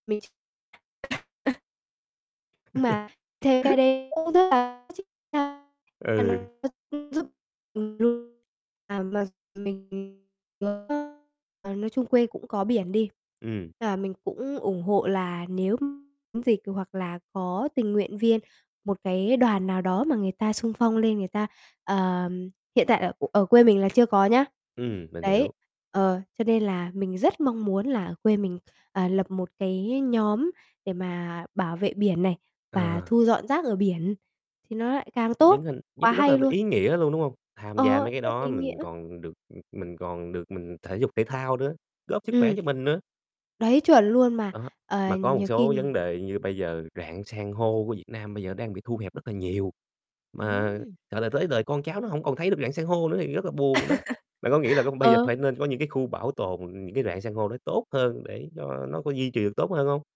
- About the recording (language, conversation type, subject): Vietnamese, podcast, Theo bạn, chúng ta có thể làm gì để bảo vệ biển?
- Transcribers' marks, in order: unintelligible speech; laugh; distorted speech; unintelligible speech; unintelligible speech; unintelligible speech; unintelligible speech; unintelligible speech; tapping; other noise; other background noise; static; laugh